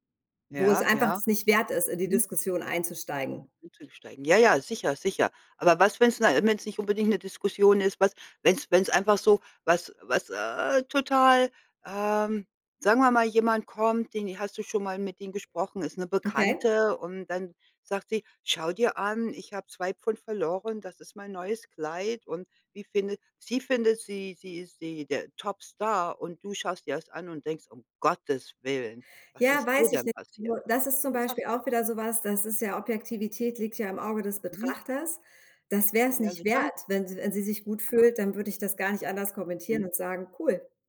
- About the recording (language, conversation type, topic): German, unstructured, Glaubst du, dass Ehrlichkeit immer die beste Wahl ist?
- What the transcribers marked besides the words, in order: none